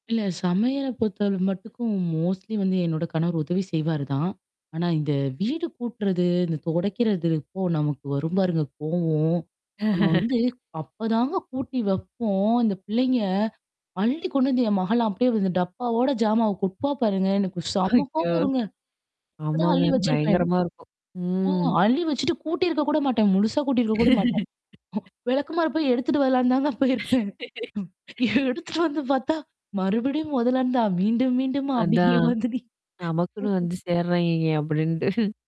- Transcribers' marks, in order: static; in English: "மோஸ்ட்லி"; mechanical hum; laugh; tapping; distorted speech; laugh; other background noise; unintelligible speech; laugh; unintelligible speech; chuckle
- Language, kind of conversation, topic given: Tamil, podcast, வீட்டுப் பணிகளைப் பகிர்ந்து கொள்ளும் உரையாடலை நீங்கள் எப்படி தொடங்குவீர்கள்?